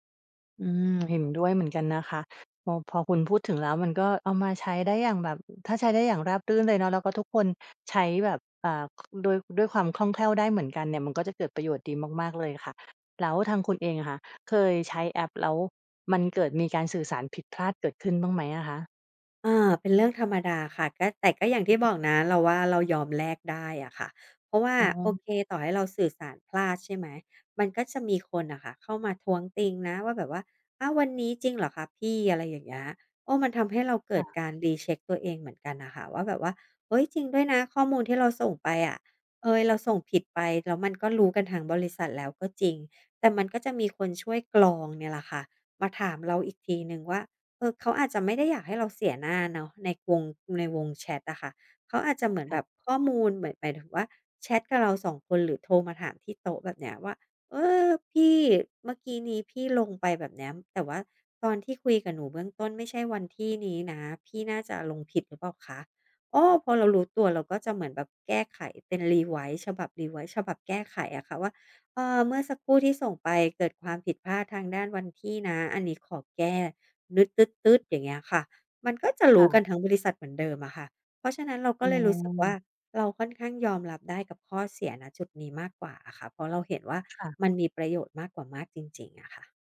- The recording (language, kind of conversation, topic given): Thai, podcast, จะใช้แอปสำหรับทำงานร่วมกับทีมอย่างไรให้การทำงานราบรื่น?
- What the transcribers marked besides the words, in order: other background noise; in English: "recheck"; in English: "revise"; in English: "revise"